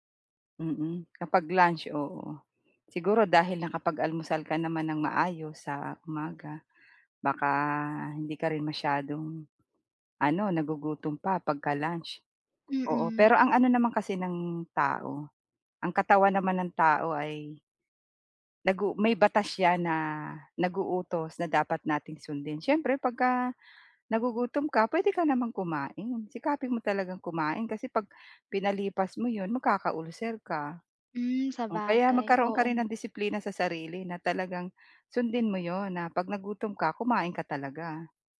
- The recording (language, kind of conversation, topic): Filipino, advice, Paano ako makakapagplano ng oras para makakain nang regular?
- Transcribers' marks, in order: tapping